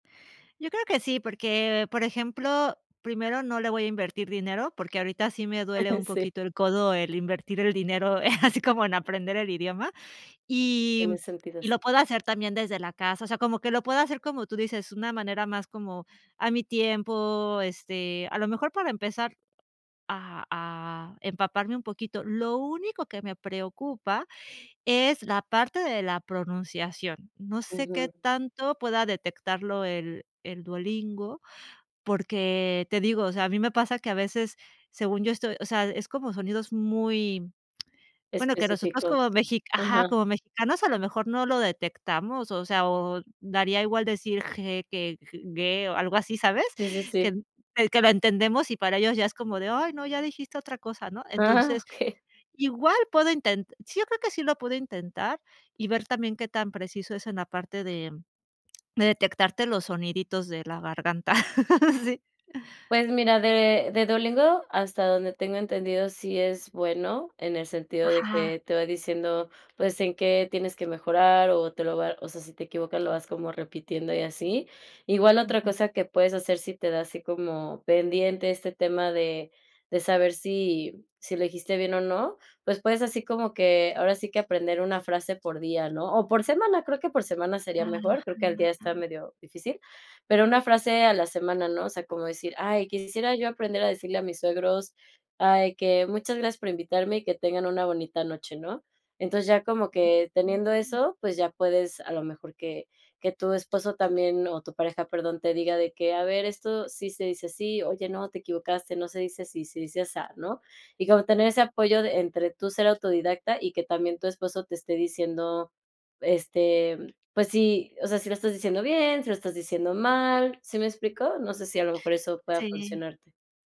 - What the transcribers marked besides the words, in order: laugh; laughing while speaking: "así como"; tsk; laughing while speaking: "Ah, okey"; laugh; other noise; other background noise; drawn out: "Ajá"; unintelligible speech
- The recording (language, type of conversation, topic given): Spanish, advice, ¿Cómo puede la barrera del idioma dificultar mi comunicación y la generación de confianza?